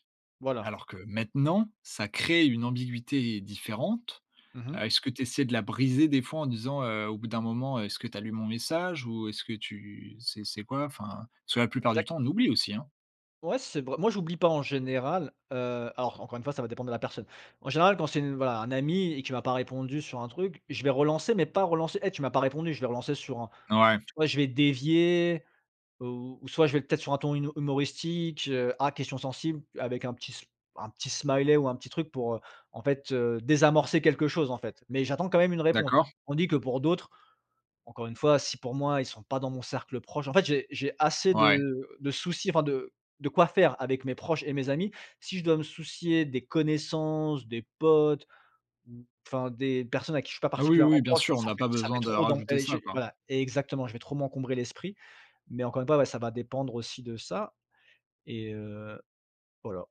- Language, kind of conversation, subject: French, podcast, Comment gères-tu les malentendus nés d’un message écrit ?
- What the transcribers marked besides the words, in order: none